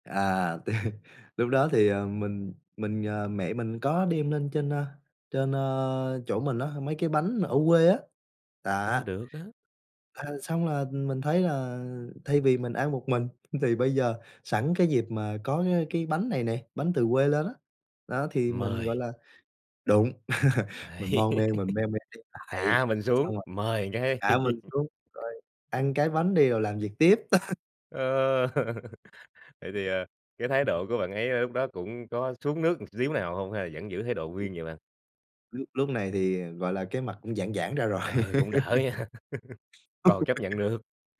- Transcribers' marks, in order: laughing while speaking: "tê"; tapping; laugh; laughing while speaking: "Đấy"; laugh; laugh; laugh; other background noise; laugh
- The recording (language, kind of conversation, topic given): Vietnamese, podcast, Bạn xử lý mâu thuẫn với đồng nghiệp ra sao?